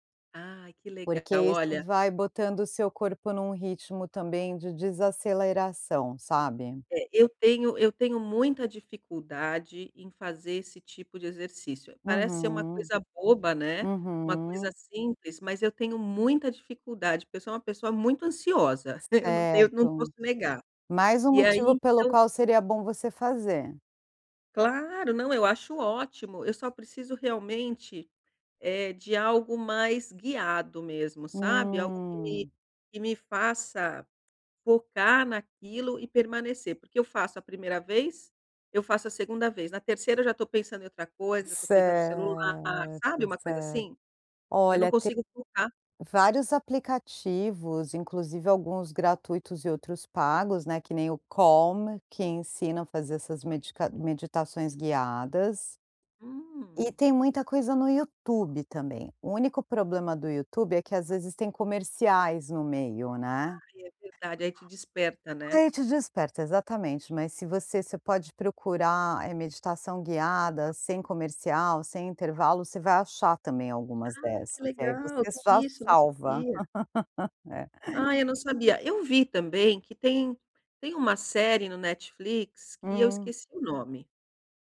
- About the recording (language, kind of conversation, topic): Portuguese, advice, Como é a sua rotina relaxante antes de dormir?
- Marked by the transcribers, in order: chuckle; laugh